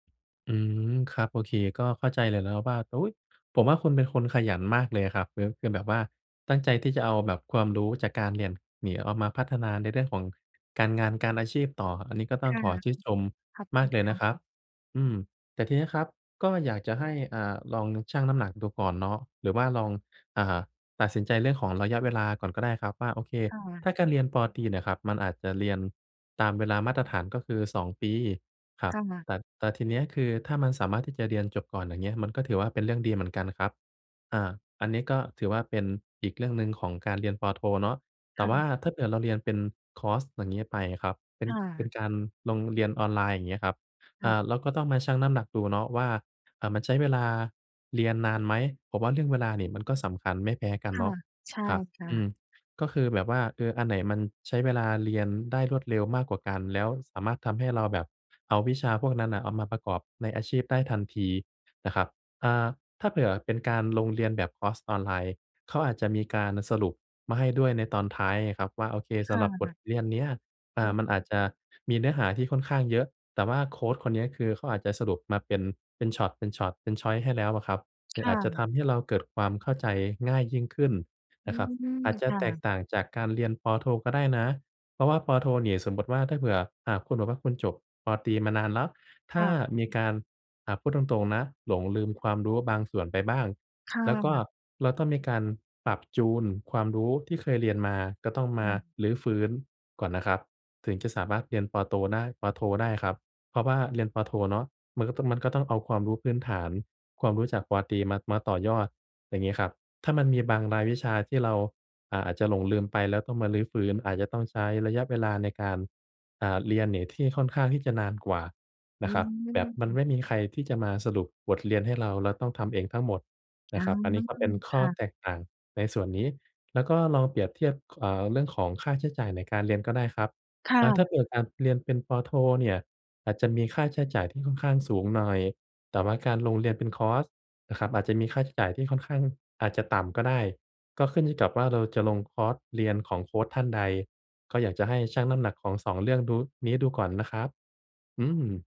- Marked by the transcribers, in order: other background noise; tapping; "คอร์ส" said as "ครอส"; in English: "ชอยซ์"
- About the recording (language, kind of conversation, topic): Thai, advice, ฉันควรตัดสินใจกลับไปเรียนต่อหรือโฟกัสพัฒนาตัวเองดีกว่ากัน?